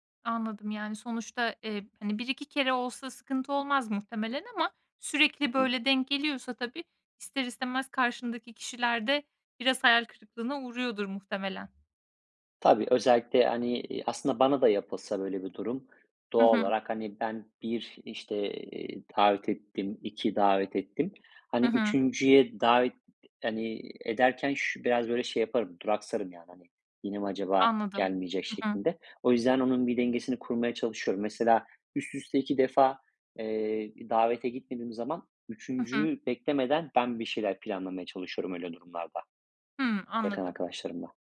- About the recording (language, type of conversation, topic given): Turkish, podcast, İş ve özel hayat dengesini nasıl kuruyorsun, tavsiyen nedir?
- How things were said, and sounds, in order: none